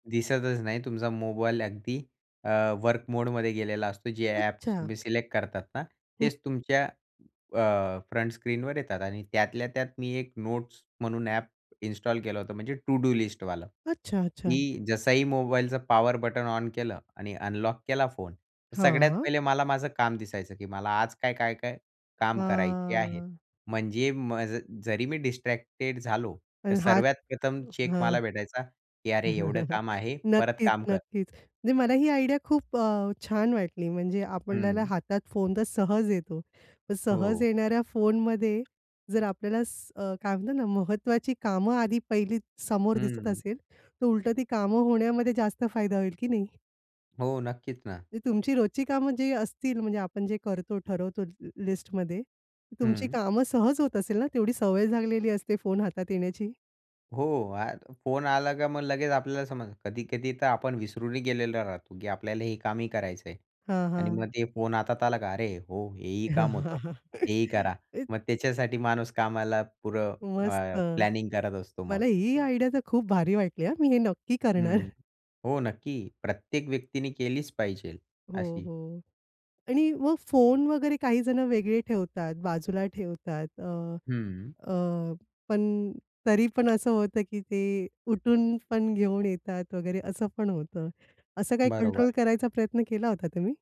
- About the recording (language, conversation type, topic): Marathi, podcast, ध्यान भंग होऊ नये म्हणून तुम्ही काय करता?
- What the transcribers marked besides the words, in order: other background noise; in English: "फ्रंट"; in English: "नोट्स"; in English: "टु डू लिस्टवाला"; in English: "पॉवर बटन ऑन"; in English: "अनलॉक"; drawn out: "हां"; in English: "डिस्ट्रॅक्टेड"; in English: "चेक"; chuckle; in English: "आयडिया"; laugh; in English: "प्लॅनिंग"; in English: "आयडिया"; laughing while speaking: "करणार"